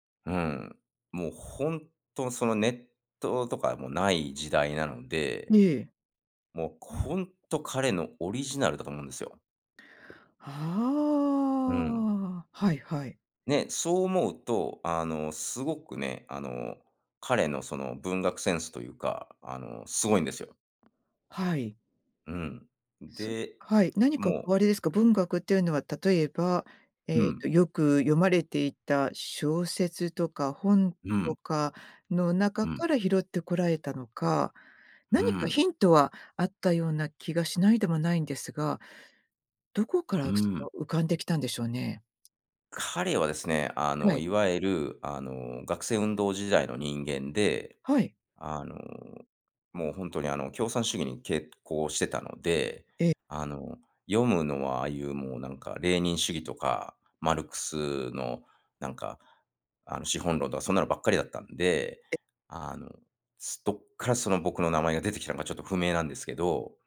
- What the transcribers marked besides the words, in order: other background noise; drawn out: "はあ"; other noise; tapping
- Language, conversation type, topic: Japanese, podcast, 名前や苗字にまつわる話を教えてくれますか？